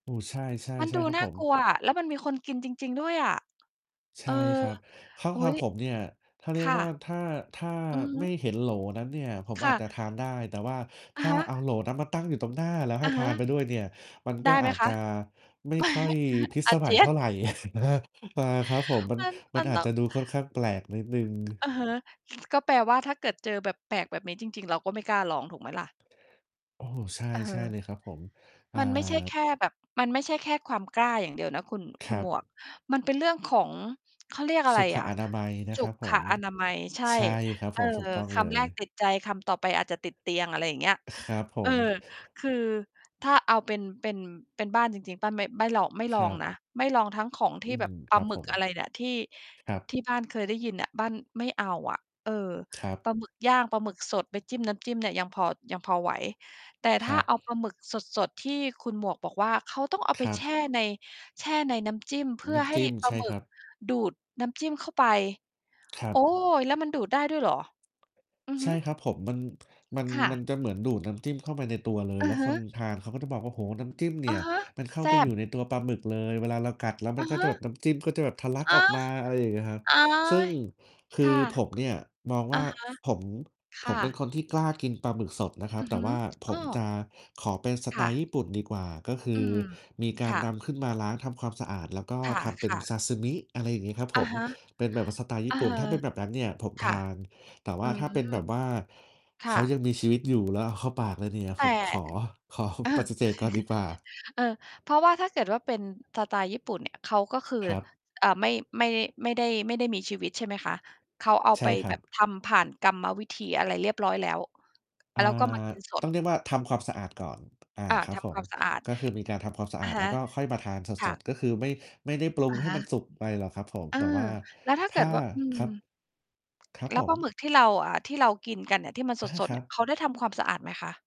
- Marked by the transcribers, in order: distorted speech; chuckle; other noise; chuckle; other background noise; tapping; tsk; mechanical hum; "ซาซิมิ" said as "ซาซึมิ"; chuckle; laughing while speaking: "ขอ"
- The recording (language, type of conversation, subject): Thai, unstructured, คุณคิดว่าอาหารแปลก ๆ แบบไหนที่น่าลองแต่ก็น่ากลัว?